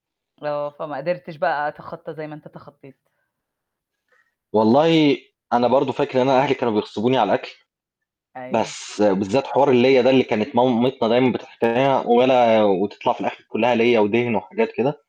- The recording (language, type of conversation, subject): Arabic, unstructured, إيه أحلى ذكرى عندك مرتبطة بأكلة معيّنة؟
- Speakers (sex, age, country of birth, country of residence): female, 40-44, Egypt, United States; male, 30-34, Egypt, Germany
- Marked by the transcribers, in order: static; unintelligible speech